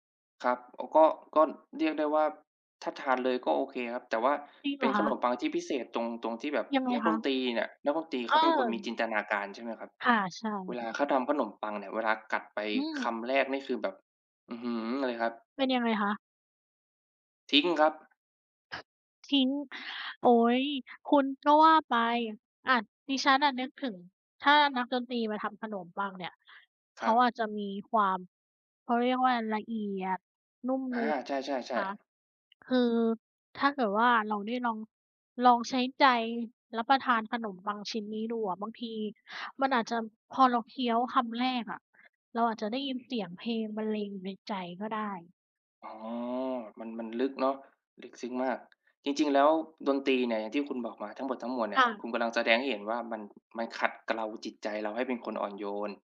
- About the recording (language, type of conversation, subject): Thai, unstructured, ถ้าคุณอยากชวนคนอื่นมาเล่นดนตรีด้วยกัน คุณจะเริ่มต้นยังไง?
- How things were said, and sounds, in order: none